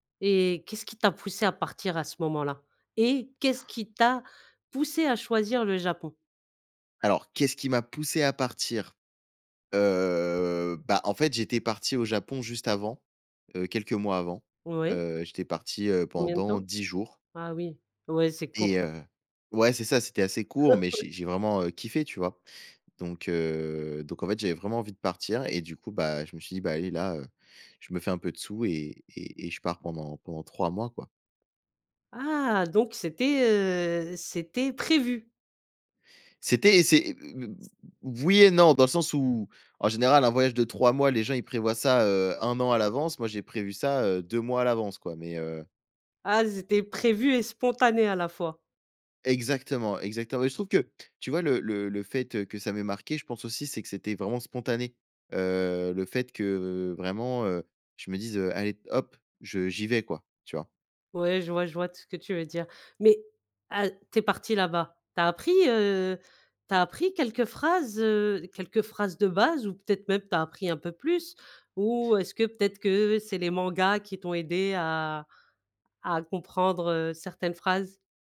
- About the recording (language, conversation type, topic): French, podcast, Parle-moi d’un voyage qui t’a vraiment marqué ?
- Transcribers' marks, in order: drawn out: "Heu"; laughing while speaking: "Ouais"; other noise; other background noise; "c'était" said as "z'était"